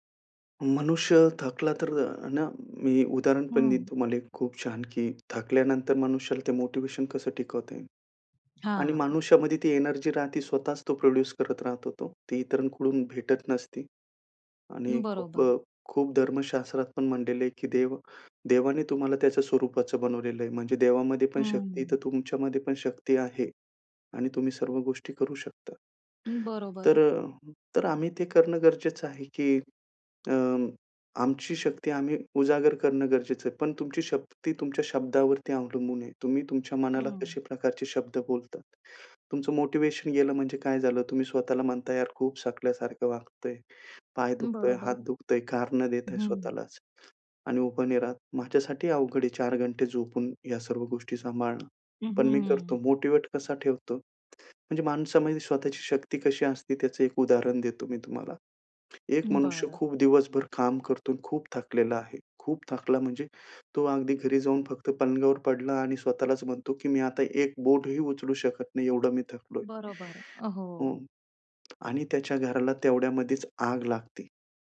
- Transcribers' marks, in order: tapping; in English: "प्रोड्यूस"
- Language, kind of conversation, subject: Marathi, podcast, काम करतानाही शिकण्याची सवय कशी टिकवता?